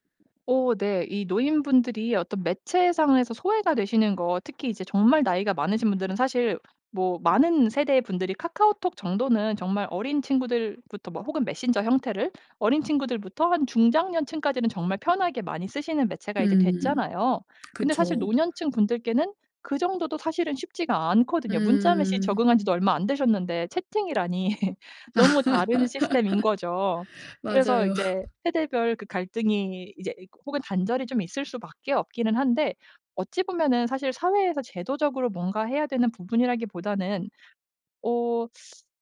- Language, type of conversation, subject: Korean, podcast, 기술의 발달로 인간관계가 어떻게 달라졌나요?
- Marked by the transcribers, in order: tapping; laugh